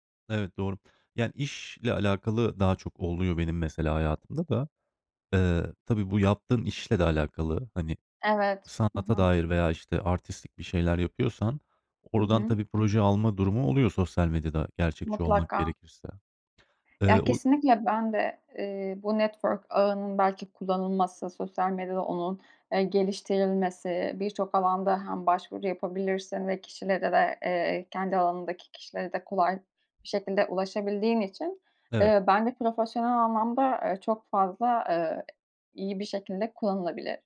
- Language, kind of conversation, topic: Turkish, podcast, Sence sosyal medyada bağ kurmak mı, yoksa yüz yüze konuşmak mı daha değerli?
- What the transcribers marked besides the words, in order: other background noise